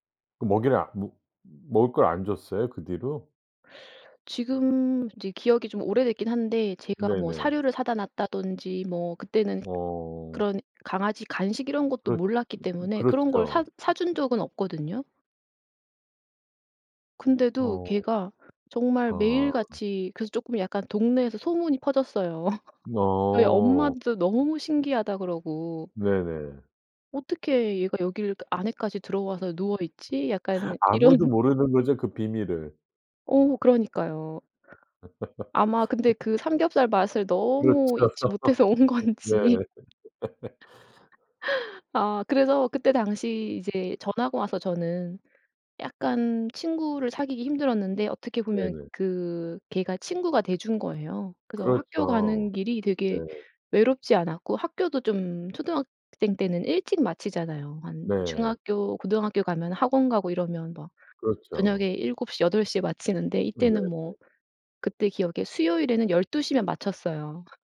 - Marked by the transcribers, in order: teeth sucking; tapping; other background noise; laugh; laughing while speaking: "이런"; laugh; laughing while speaking: "그렇죠 네"; laughing while speaking: "온 건지"; laugh
- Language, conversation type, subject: Korean, podcast, 어릴 때 가장 소중했던 기억은 무엇인가요?